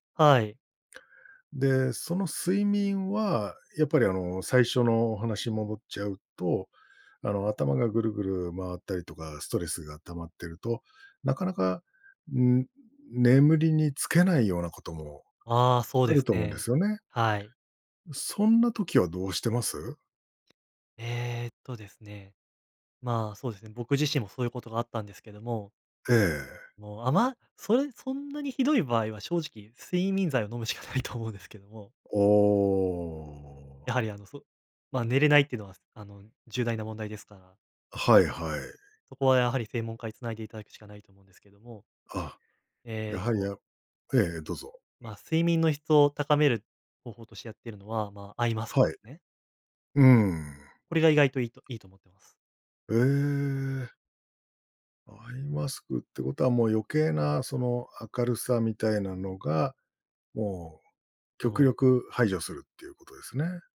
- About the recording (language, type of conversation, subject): Japanese, podcast, 不安なときにできる練習にはどんなものがありますか？
- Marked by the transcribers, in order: tapping; laughing while speaking: "飲むしかないと思うんですけども"; drawn out: "おお"; other background noise